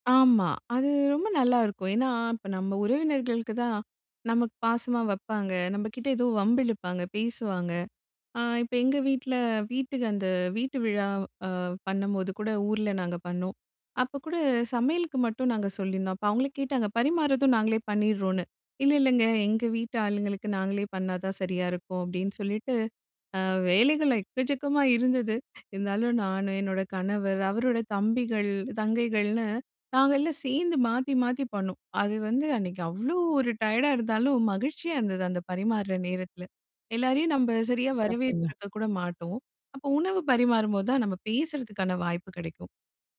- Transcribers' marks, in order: drawn out: "அவ்வளோ"
- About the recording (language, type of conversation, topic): Tamil, podcast, விருந்தினர் வரும்போது உணவு பரிமாறும் வழக்கம் எப்படி இருக்கும்?